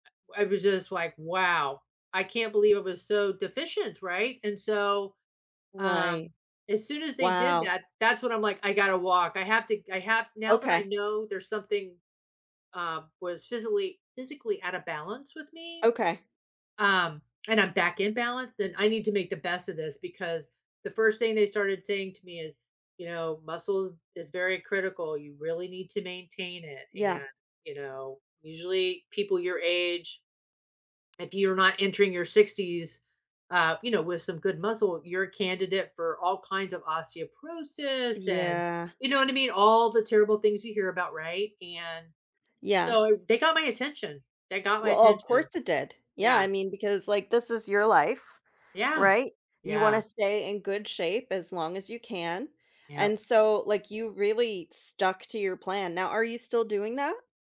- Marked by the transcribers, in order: "physically-" said as "physally"
- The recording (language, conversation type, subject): English, advice, How can I build on a personal achievement?
- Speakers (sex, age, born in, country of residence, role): female, 40-44, United States, United States, advisor; female, 60-64, United States, United States, user